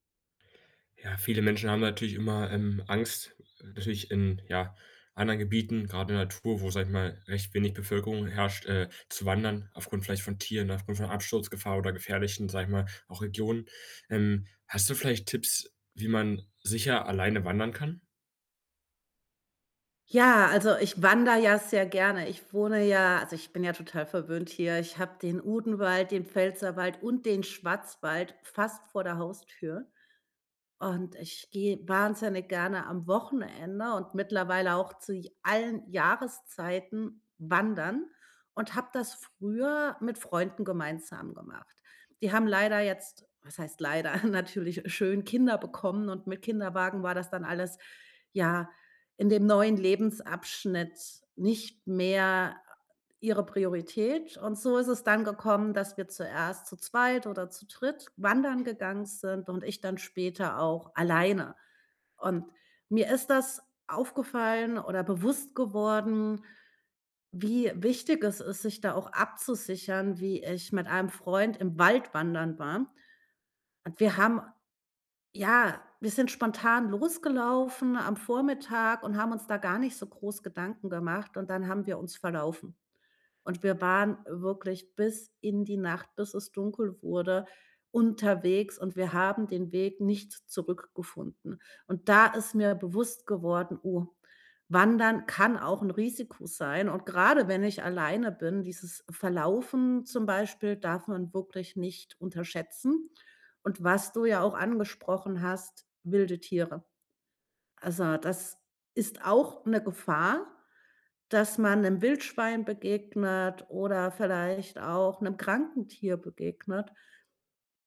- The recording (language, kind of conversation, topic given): German, podcast, Welche Tipps hast du für sicheres Alleinwandern?
- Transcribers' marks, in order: none